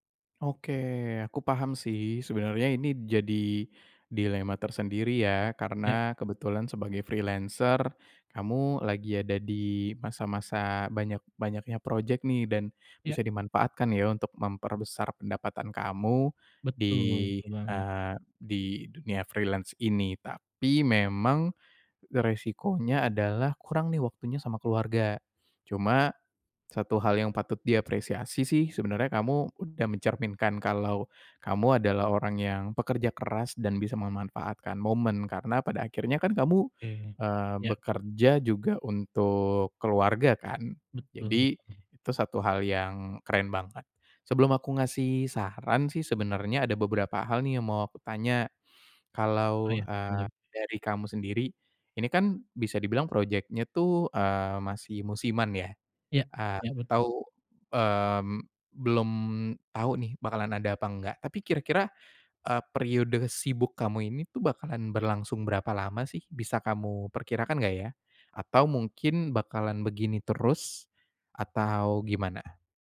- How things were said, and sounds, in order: in English: "freelancer"; in English: "freelance"
- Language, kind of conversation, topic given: Indonesian, advice, Bagaimana cara memprioritaskan waktu keluarga dibanding tuntutan pekerjaan?